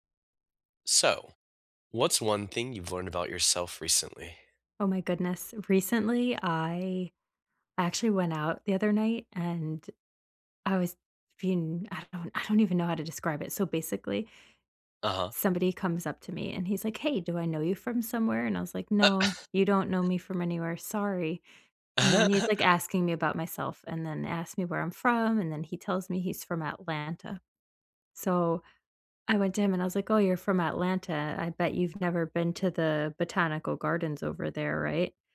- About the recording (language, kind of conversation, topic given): English, unstructured, How can I act on something I recently learned about myself?
- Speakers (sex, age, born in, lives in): female, 35-39, United States, United States; male, 35-39, United States, United States
- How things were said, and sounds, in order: chuckle; other background noise; laugh; tapping